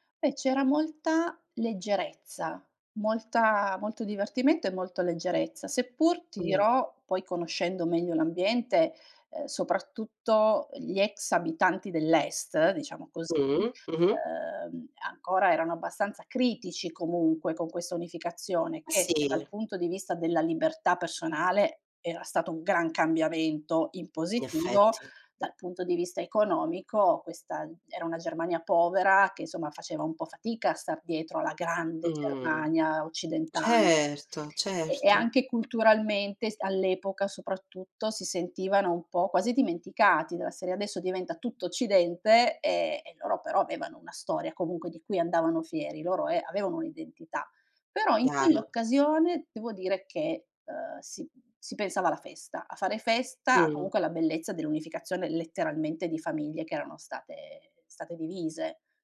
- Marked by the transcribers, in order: stressed: "grande"
- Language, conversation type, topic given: Italian, podcast, Raccontami di una festa o di un festival locale a cui hai partecipato: che cos’era e com’è stata l’esperienza?